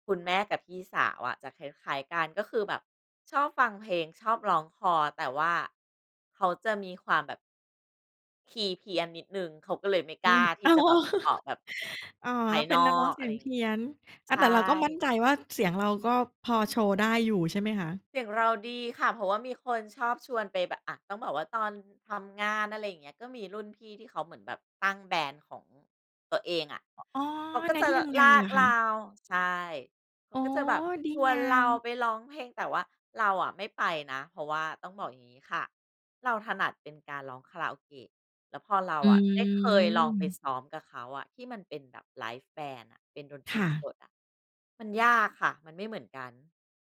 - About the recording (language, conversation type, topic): Thai, podcast, เพลงอะไรที่ทำให้คุณนึกถึงวัยเด็กมากที่สุด?
- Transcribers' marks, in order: laughing while speaking: "อ้าว"; laugh; in English: "แบนด์"; other background noise; in English: "ไลฟ์แบนด์"